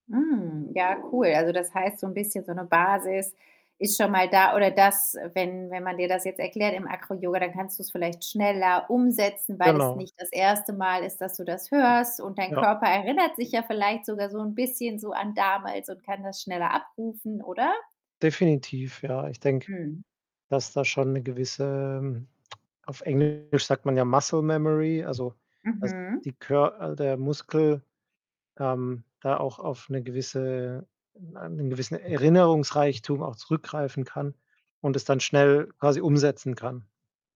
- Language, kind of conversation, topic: German, podcast, Welche Beschäftigung aus deiner Kindheit würdest du gerne wieder aufleben lassen?
- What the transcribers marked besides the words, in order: other background noise; tsk; distorted speech; tapping; in English: "Muscle Memory"